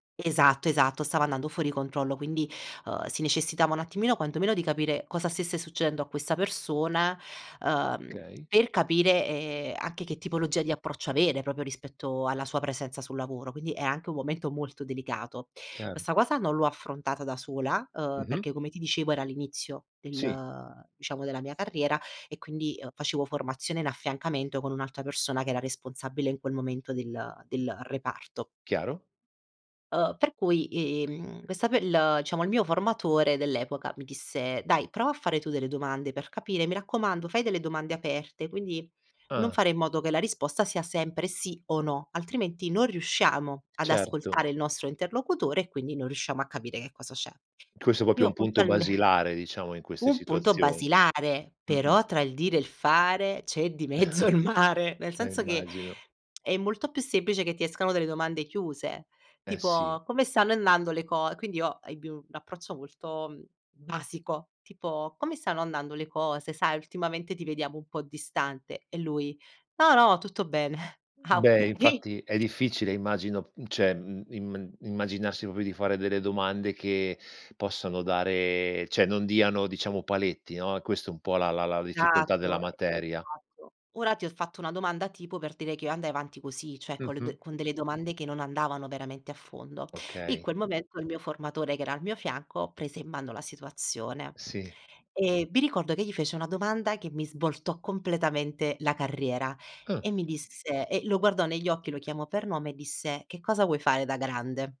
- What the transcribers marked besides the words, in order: "proprio" said as "propio"; "diciamo" said as "ciamo"; "proprio" said as "popio"; laughing while speaking: "mezzo il mare"; chuckle; laughing while speaking: "Ah, okay"; "cioè" said as "ceh"; "proprio" said as "popio"; "cioè" said as "ceh"; "Esatto" said as "satto"; "cioè" said as "ceh"
- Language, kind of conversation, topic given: Italian, podcast, Come fai a porre domande che aiutino gli altri ad aprirsi?
- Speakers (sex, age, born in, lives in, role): female, 30-34, Italy, Italy, guest; male, 45-49, Italy, Italy, host